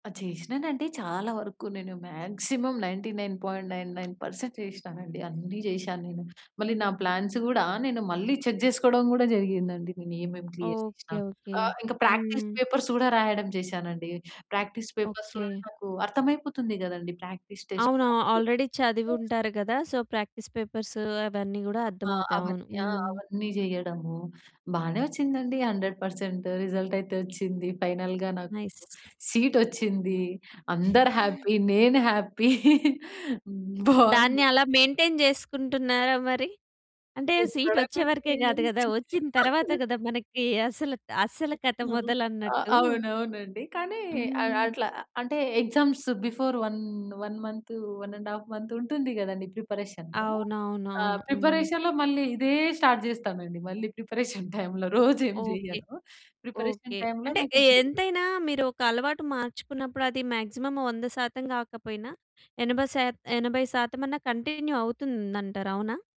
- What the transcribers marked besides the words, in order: in English: "మాక్సిమం నైన్టీ నైన్ పాయింట్ నైన్ నైన్ పర్సెంట్"; other background noise; in English: "ప్లాన్స్"; in English: "చెక్"; in English: "క్లియర్"; in English: "ప్రాక్టీస్ పేపర్స్"; in English: "ప్రాక్టీస్ పేపర్స్"; in English: "ప్రాక్టీస్ టెస్ట్"; in English: "ఆ ఆల్రెడీ"; other noise; in English: "సో, ప్రాక్టీస్"; in English: "హండ్రెడ్ పర్సెంట్ రిజల్ట్"; in English: "నైస్"; in English: "ఫైనల్‌గా"; in English: "హ్యాపీ"; laughing while speaking: "హ్యాపీ. బావుంది"; in English: "హ్యాపీ"; in English: "మెయింటైన్"; chuckle; in English: "ఎగ్జామ్స్ బిఫోర్ వన్ వన్"; in English: "వన్ అండ్ ఆఫ్"; in English: "ప్రిపరేషన్‌లో"; in English: "స్టార్ట్"; laughing while speaking: "ప్రిపరేషన్ టైమ్‌లో రోజు"; in English: "ప్రిపరేషన్ టైమ్‌లో"; in English: "ప్రిపరేషన్ టైమ్‌లో"; unintelligible speech; in English: "మాక్సిమం"; in English: "కంటిన్యూ"
- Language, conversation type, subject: Telugu, podcast, ఒక అలవాటును మార్చుకోవడానికి మొదటి మూడు అడుగులు ఏమిటి?